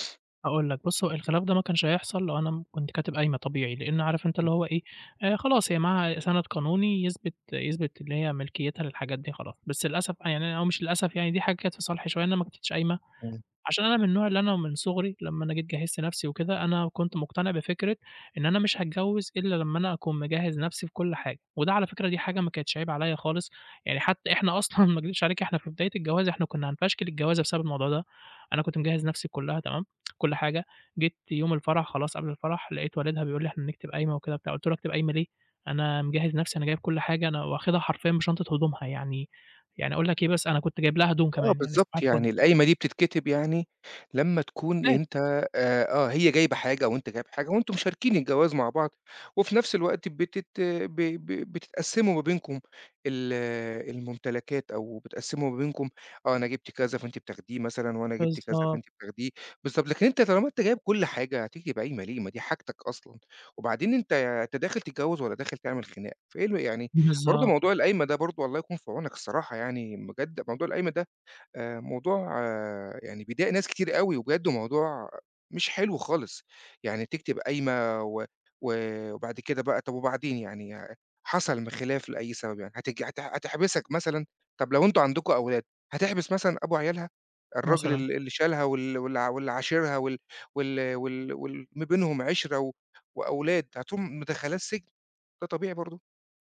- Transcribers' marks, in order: other noise; unintelligible speech; laughing while speaking: "بالضبط"
- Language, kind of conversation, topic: Arabic, advice, إزاي نحل الخلاف على تقسيم الحاجات والهدوم بعد الفراق؟